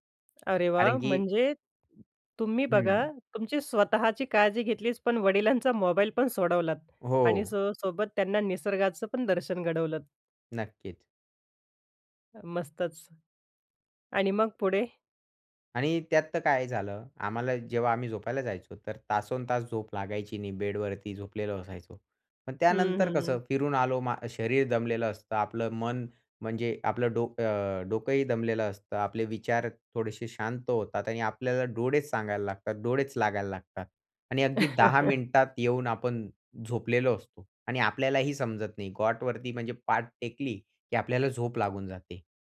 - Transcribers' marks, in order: other noise; chuckle; tapping
- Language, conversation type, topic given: Marathi, podcast, उत्तम झोपेसाठी घरात कोणते छोटे बदल करायला हवेत?